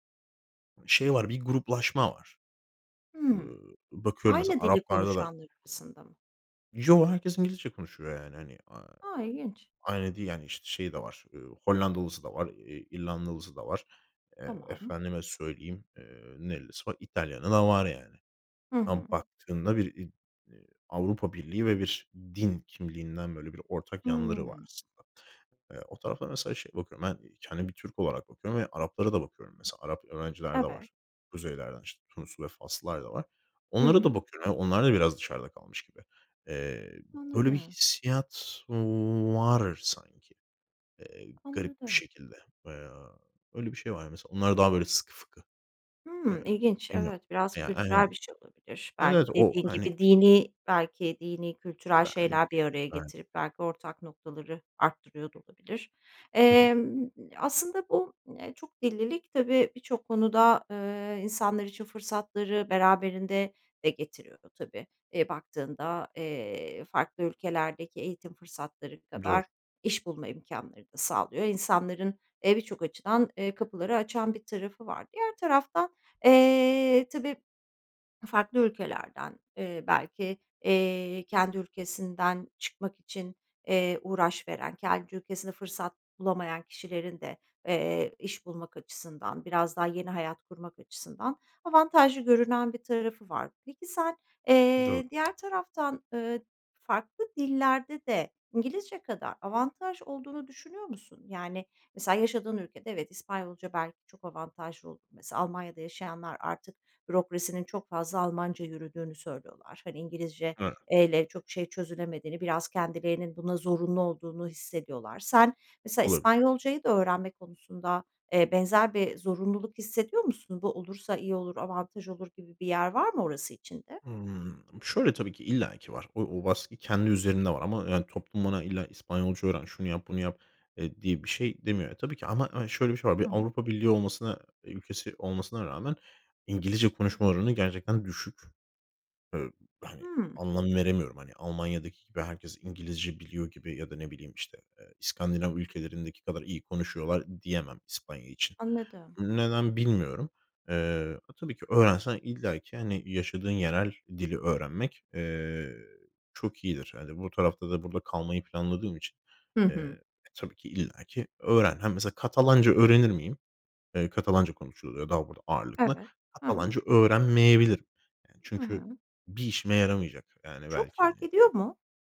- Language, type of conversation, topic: Turkish, podcast, İki dilli olmak aidiyet duygunu sence nasıl değiştirdi?
- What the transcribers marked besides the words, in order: drawn out: "A!"; surprised: "A!"; stressed: "din"; tapping; drawn out: "var"; other background noise; "İngilizceyle" said as "İngilizceeyle"; stressed: "öğrenmeyebilirim"